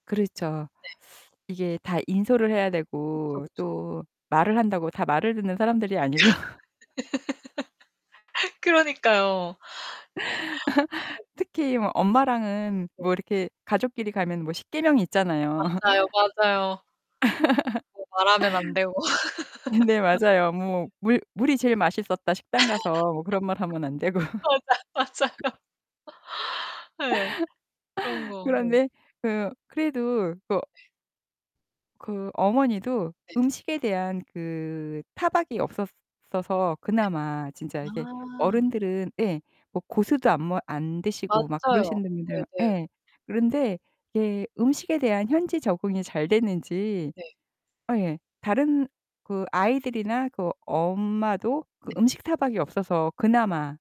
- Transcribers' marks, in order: distorted speech; laugh; laughing while speaking: "아니고"; laugh; laugh; laugh; laughing while speaking: "음"; laugh; laugh; laughing while speaking: "맞아, 맞아요"; laughing while speaking: "되고"; laugh; tapping; other background noise
- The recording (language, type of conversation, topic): Korean, podcast, 지금도 종종 떠오르는 가족과의 순간이 있나요?